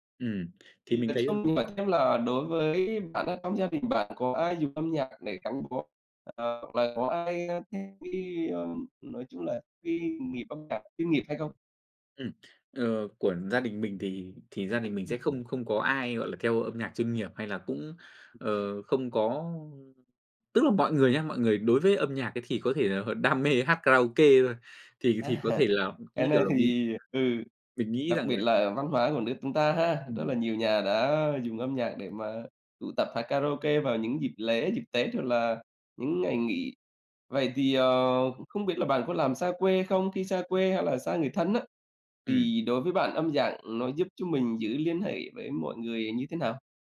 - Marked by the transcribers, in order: other background noise; tapping; laughing while speaking: "À"
- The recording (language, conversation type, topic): Vietnamese, podcast, Bạn thấy âm nhạc giúp kết nối mọi người như thế nào?